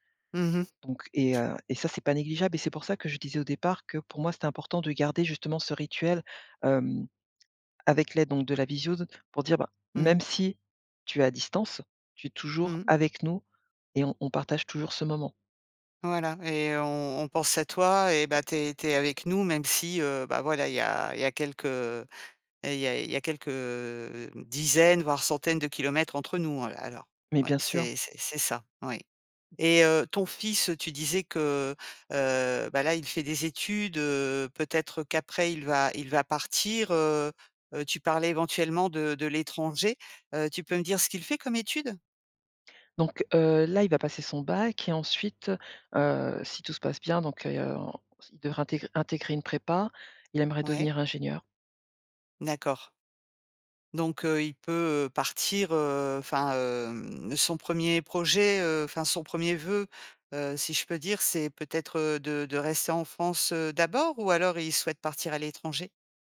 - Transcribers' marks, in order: other background noise
- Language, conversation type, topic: French, podcast, Pourquoi le fait de partager un repas renforce-t-il souvent les liens ?